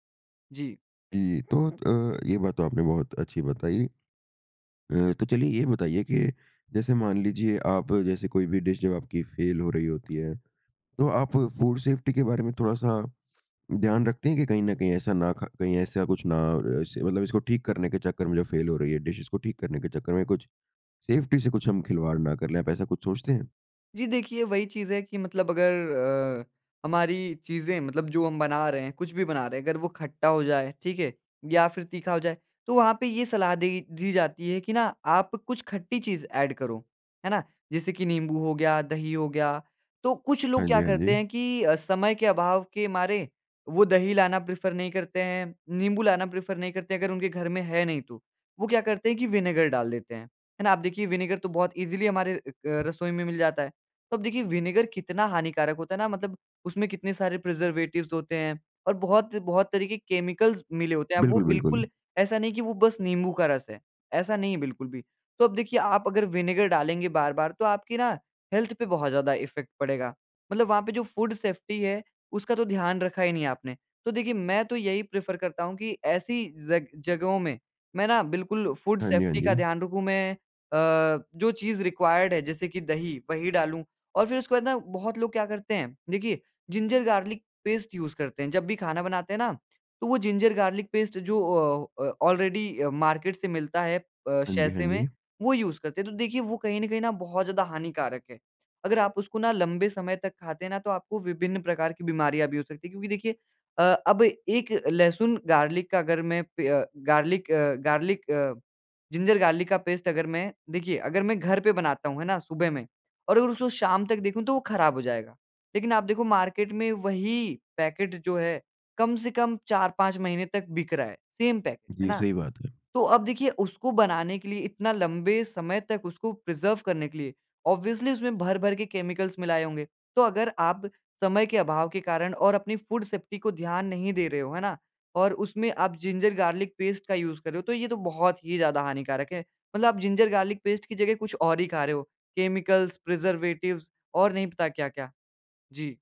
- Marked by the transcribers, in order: in English: "डिश"; in English: "फूड सेफ्टी"; in English: "डिश"; in English: "सेफ्टी"; in English: "एड"; in English: "प्रेफर"; in English: "प्रेफर"; in English: "विनेगर"; in English: "विनेगर"; in English: "ईजिली"; in English: "विनेगर"; in English: "प्रिजर्वेटिव्स"; in English: "केमिकल्स"; in English: "विनेगर"; in English: "हेल्थ"; in English: "इफ़ेक्ट"; in English: "फूड सेफ्टी"; in English: "प्रेफर"; in English: "फूड सेफ्टी"; in English: "रिक्वायर्ड"; in English: "जिंजर, गार्लिक पेस्ट यूज़"; in English: "जिंजर गार्लिक पेस्ट"; in English: "ऑलरेडी मार्केट"; in English: "सैशे"; in English: "यूज़"; in English: "गार्लिक"; in English: "गार्लिक"; in English: "गार्लिक"; in English: "जिंजर गार्लिक"; in English: "मार्केट"; in English: "सेम"; in English: "प्रिजर्व"; in English: "ऑब्वियसली"; in English: "केमिकल्स"; in English: "फूड सेफ्टी"; in English: "जिंजर गार्लिक पेस्ट"; in English: "यूज़"; in English: "जिंजर गार्लिक पेस्ट"; in English: "केमिकल्स, प्रिजर्वेटिव्स"
- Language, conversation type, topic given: Hindi, podcast, खराब हो गई रेसिपी को आप कैसे सँवारते हैं?